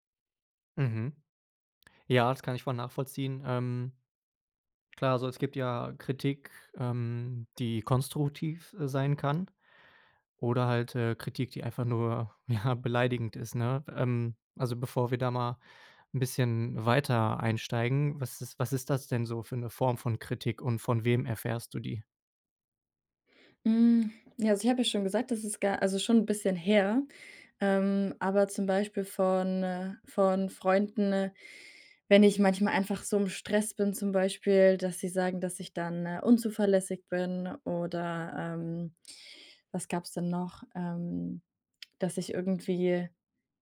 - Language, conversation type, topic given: German, advice, Warum fällt es mir schwer, Kritik gelassen anzunehmen, und warum werde ich sofort defensiv?
- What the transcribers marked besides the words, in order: laughing while speaking: "ja"